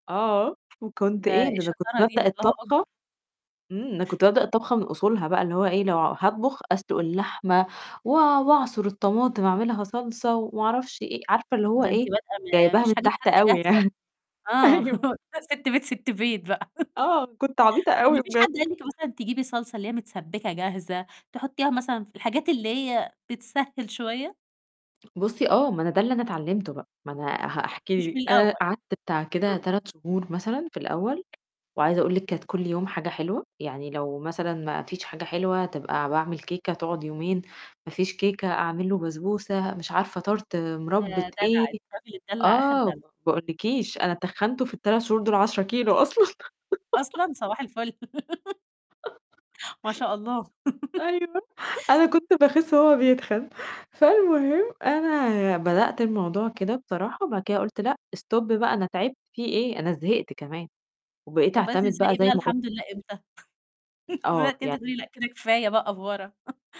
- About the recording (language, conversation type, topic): Arabic, podcast, إزاي تخلّي الطبخ في البيت عادة تفضل مستمرة؟
- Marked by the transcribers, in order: static; laughing while speaking: "يعني، أيوه"; chuckle; chuckle; in English: "Tart"; tapping; giggle; chuckle; laughing while speaking: "أيوه"; laugh; in English: "stop"; chuckle; other noise; in English: "أفورة"; chuckle